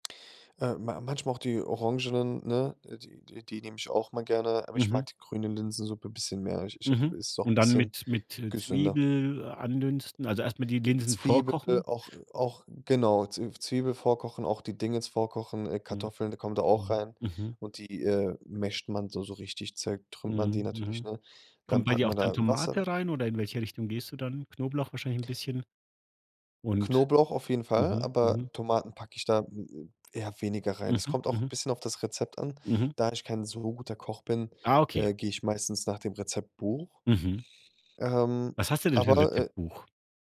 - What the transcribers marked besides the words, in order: other background noise; "Dings" said as "Dingens"; in English: "masht"; "zertrümmert" said as "zertrümmt"
- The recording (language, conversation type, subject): German, podcast, Wie planst du ein Menü für Gäste, ohne in Stress zu geraten?